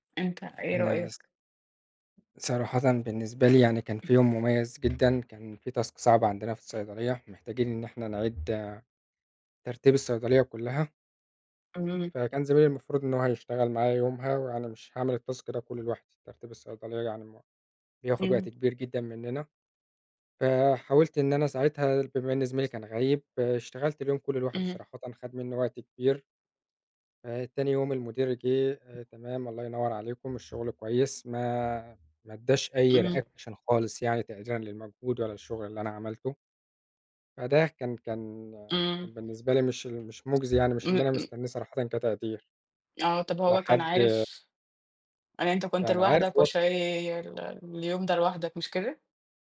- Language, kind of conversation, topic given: Arabic, unstructured, إيه أحسن يوم عدى عليك في شغلك وليه؟
- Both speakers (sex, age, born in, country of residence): female, 25-29, Egypt, Egypt; male, 25-29, Egypt, Egypt
- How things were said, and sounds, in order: other background noise; in English: "task"; tapping; in English: "الtask"; in English: "reaction"